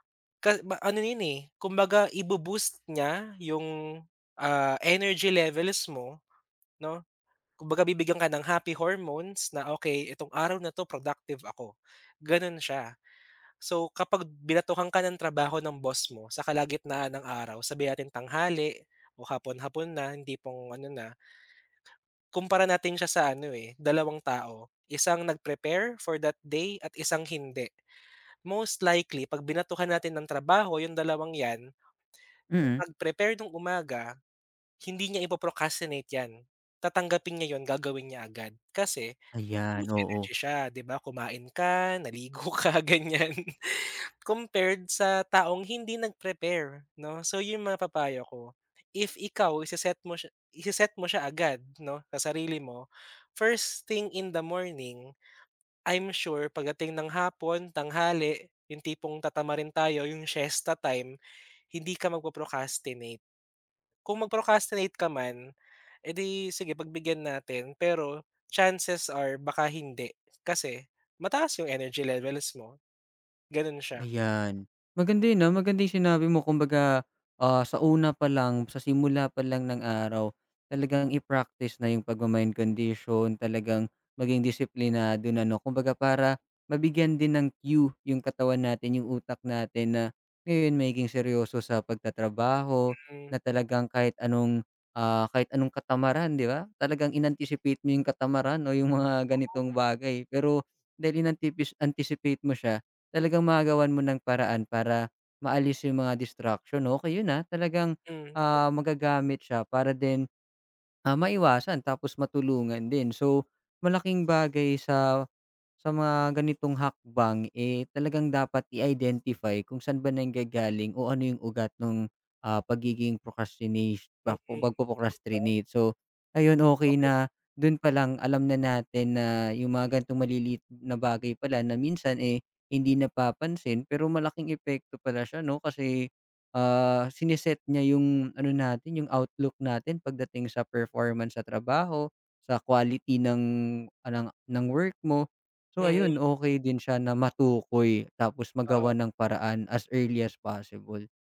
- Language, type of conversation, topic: Filipino, advice, Bakit lagi mong ipinagpapaliban ang mga gawain sa trabaho o mga takdang-aralin, at ano ang kadalasang pumipigil sa iyo na simulan ang mga ito?
- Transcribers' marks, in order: laughing while speaking: "naligo ka, ganyan"; other background noise